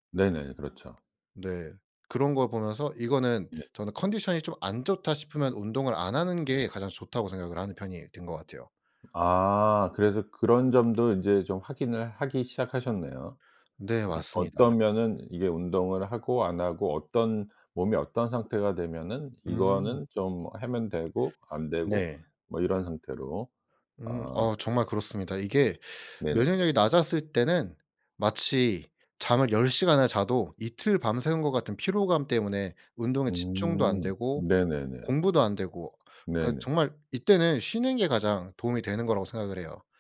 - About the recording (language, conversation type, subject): Korean, podcast, 회복 중 운동은 어떤 식으로 시작하는 게 좋을까요?
- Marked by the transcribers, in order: other background noise